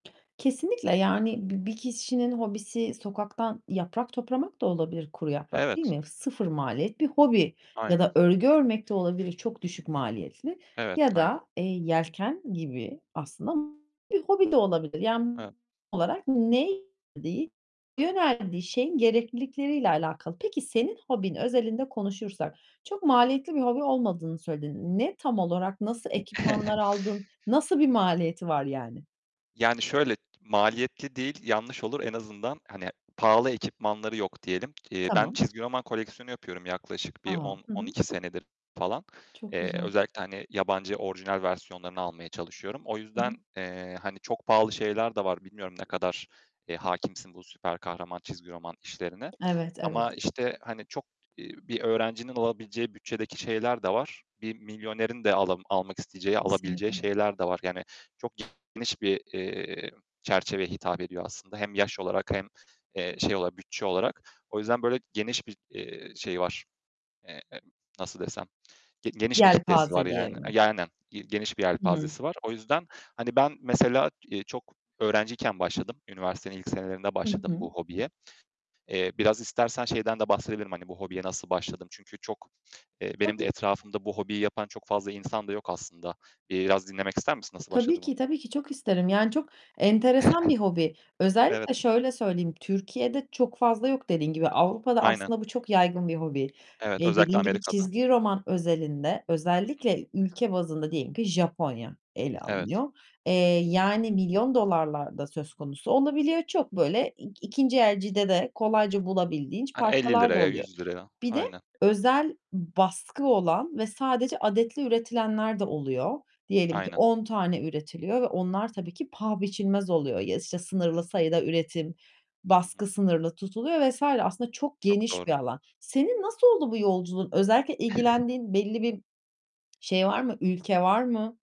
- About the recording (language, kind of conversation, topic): Turkish, podcast, Bir hobiye başlamak için pahalı ekipman şart mı sence?
- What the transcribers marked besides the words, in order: "kişinin" said as "kisişinin"; other background noise; tapping; distorted speech; chuckle; chuckle; mechanical hum; chuckle